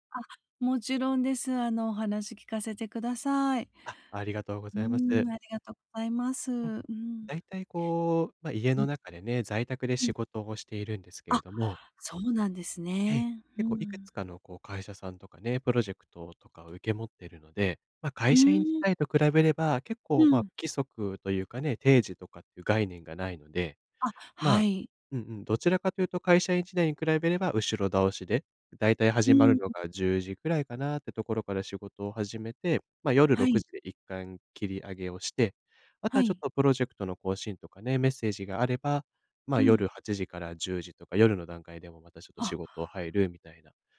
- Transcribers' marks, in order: none
- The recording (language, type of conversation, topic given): Japanese, advice, 仕事と休憩のバランスを整えて集中して働くためには、どんなルーチンを作ればよいですか？